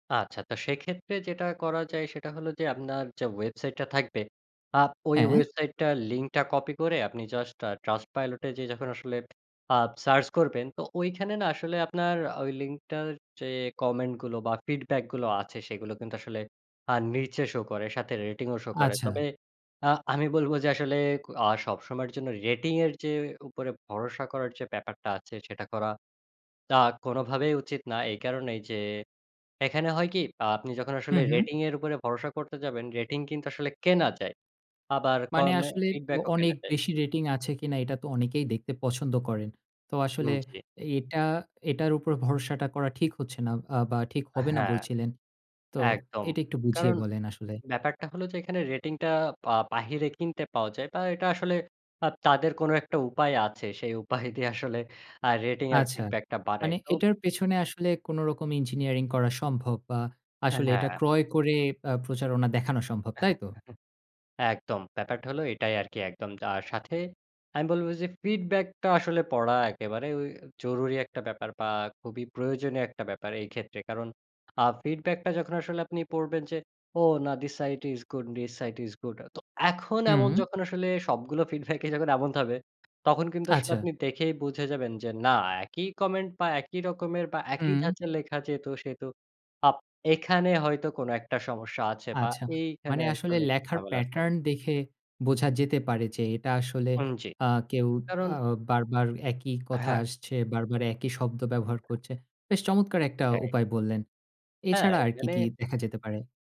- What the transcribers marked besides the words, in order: other background noise; chuckle; in English: "feedback"; in English: "feedback"; in English: "feedback"; "ধাঁচে" said as "যাচে"
- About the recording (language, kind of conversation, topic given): Bengali, podcast, আপনি ডিজিটাল পেমেন্ট নিরাপদ রাখতে কী কী করেন?